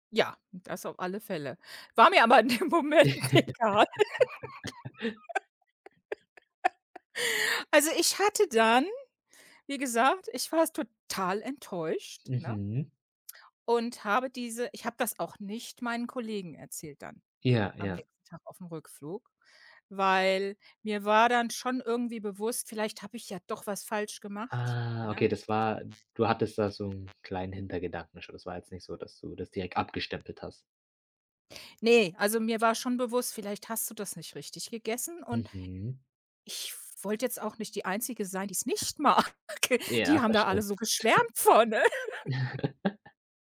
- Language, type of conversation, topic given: German, podcast, Welche lokale Speise musstest du unbedingt probieren?
- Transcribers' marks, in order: chuckle; laughing while speaking: "dem Moment egal"; laugh; drawn out: "Ah"; other background noise; tapping; laughing while speaking: "mag"; laugh; chuckle